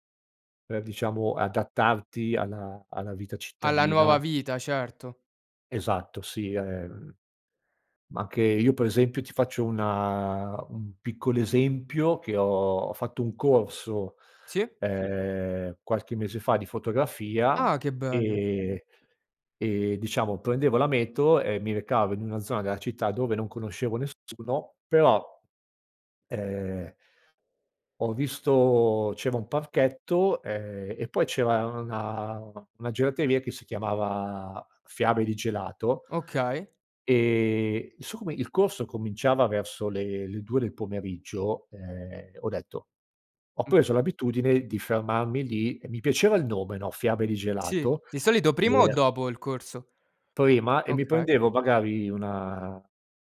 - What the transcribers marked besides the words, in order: other background noise; tapping
- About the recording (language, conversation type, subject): Italian, podcast, Come si supera la solitudine in città, secondo te?
- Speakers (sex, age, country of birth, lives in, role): male, 20-24, Romania, Romania, host; male, 45-49, Italy, Italy, guest